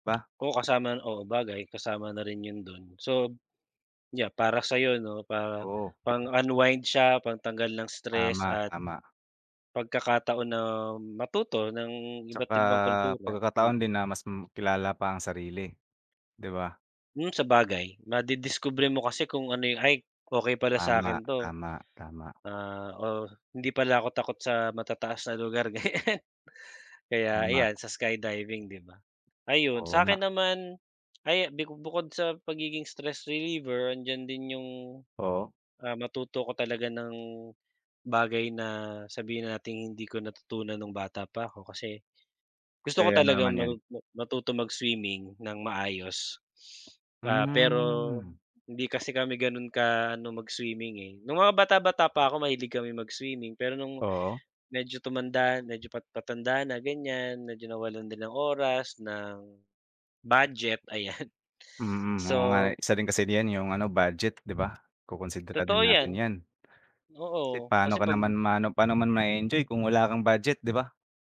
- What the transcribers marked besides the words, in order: tapping; other animal sound; other background noise; laughing while speaking: "ganyan"; sniff; chuckle; wind
- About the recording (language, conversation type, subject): Filipino, unstructured, Anong uri ng pakikipagsapalaran ang pinakagusto mong subukan?